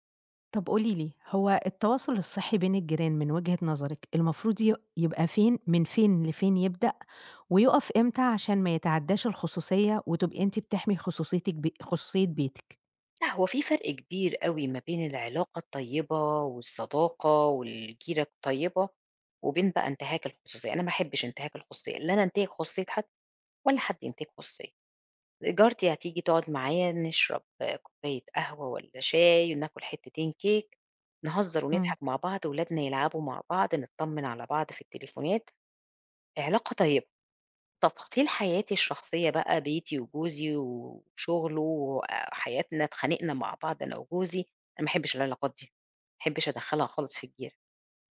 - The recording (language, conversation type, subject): Arabic, podcast, إيه الحاجات اللي بتقوّي الروابط بين الجيران؟
- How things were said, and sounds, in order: none